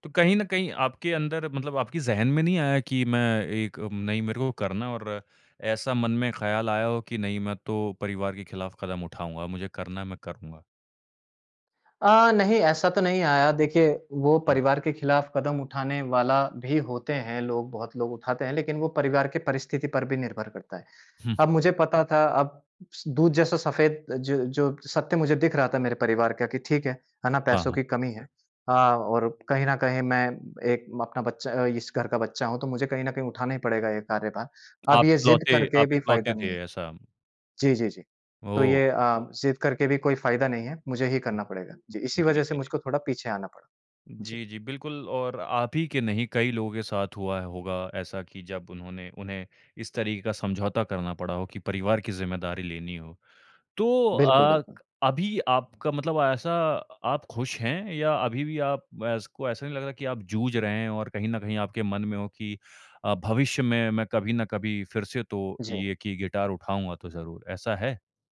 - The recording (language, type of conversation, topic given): Hindi, podcast, तुम्हारे घरवालों ने तुम्हारी नाकामी पर कैसी प्रतिक्रिया दी थी?
- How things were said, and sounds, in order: chuckle